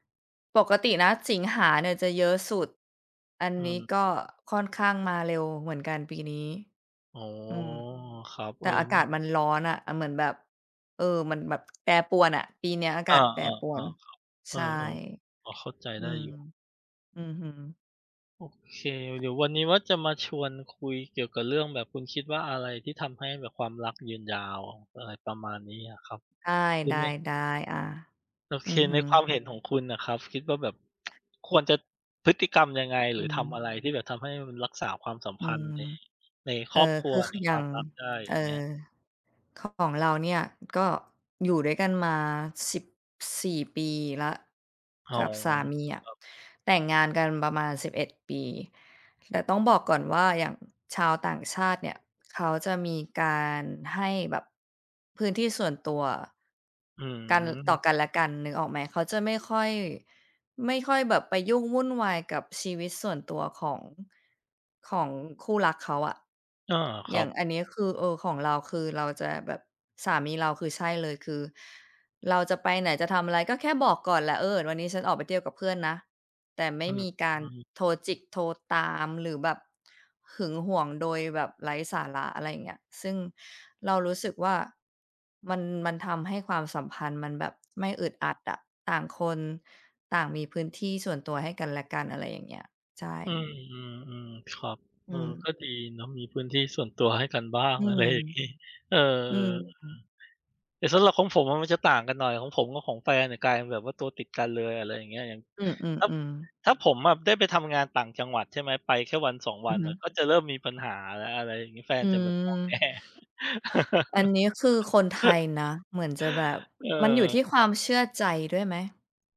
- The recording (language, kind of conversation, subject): Thai, unstructured, คุณคิดว่าอะไรทำให้ความรักยืนยาว?
- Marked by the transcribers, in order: other background noise; tsk; tapping; laughing while speaking: "แง"; laugh